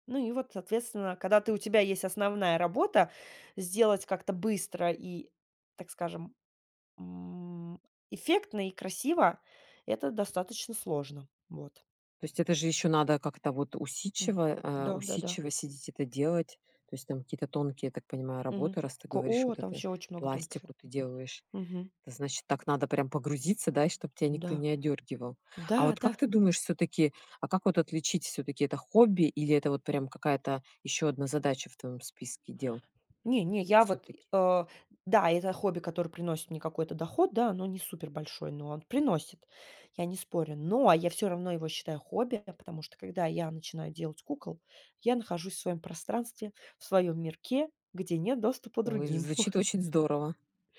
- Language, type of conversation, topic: Russian, podcast, Как найти время для хобби при плотном графике?
- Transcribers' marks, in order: chuckle